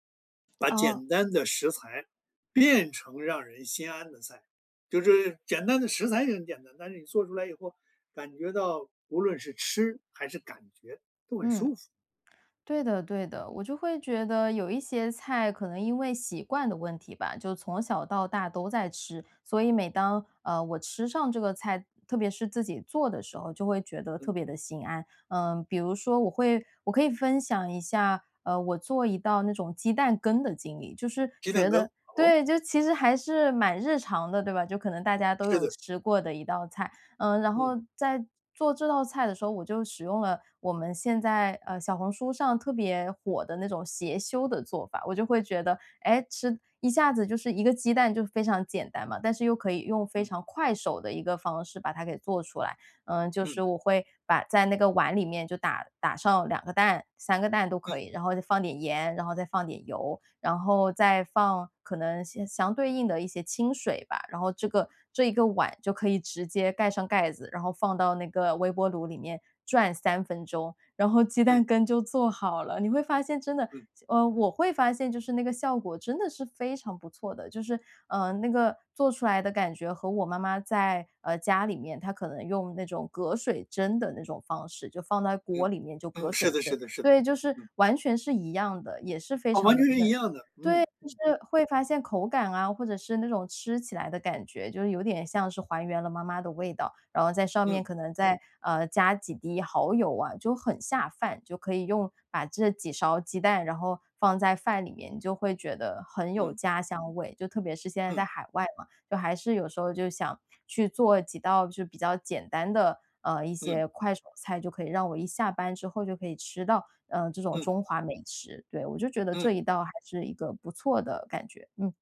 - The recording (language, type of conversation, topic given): Chinese, podcast, 怎么把简单食材变成让人心安的菜？
- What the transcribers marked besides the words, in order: other background noise